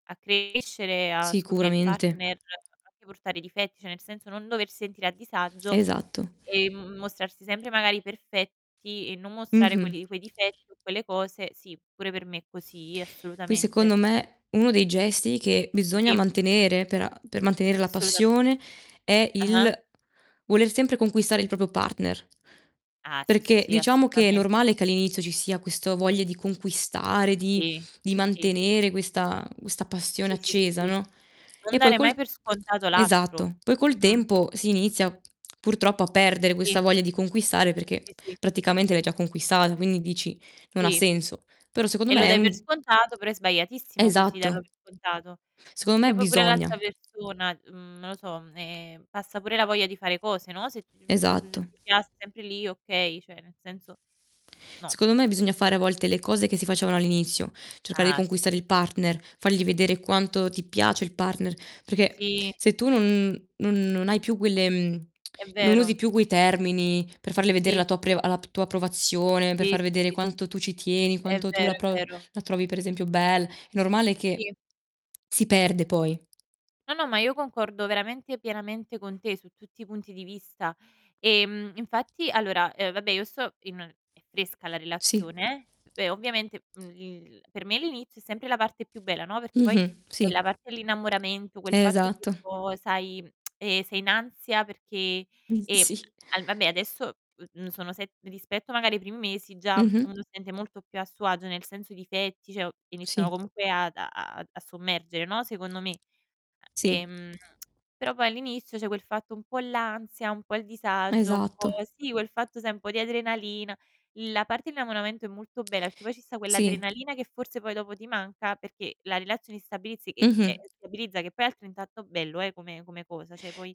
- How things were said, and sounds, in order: distorted speech; tapping; other background noise; "cioè" said as "ceh"; static; background speech; "proprio" said as "propio"; drawn out: "t"; "cioè" said as "ceh"; tongue click; tongue click; tongue click; "altrettanto" said as "altrentanto"; "cioè" said as "ceh"
- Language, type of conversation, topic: Italian, unstructured, Come si può mantenere viva la passione nel tempo?